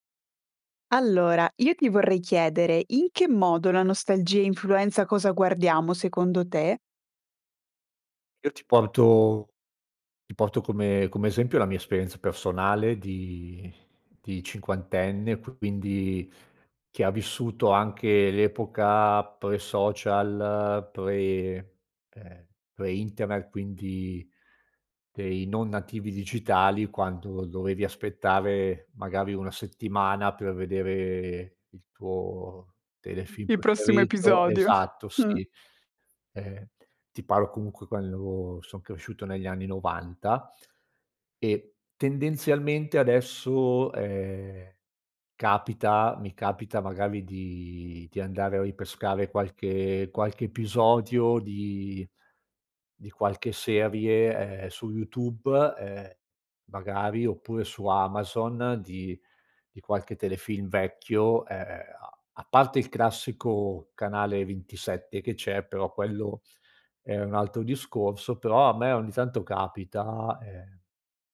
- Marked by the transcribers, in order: none
- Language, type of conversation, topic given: Italian, podcast, In che modo la nostalgia influisce su ciò che guardiamo, secondo te?